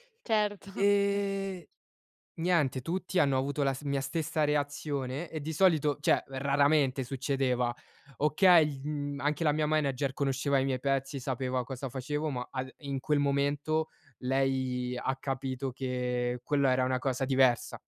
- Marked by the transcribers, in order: laughing while speaking: "Certo"; "cioè" said as "ceh"
- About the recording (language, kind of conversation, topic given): Italian, podcast, In quale momento ti è capitato di essere completamente concentrato?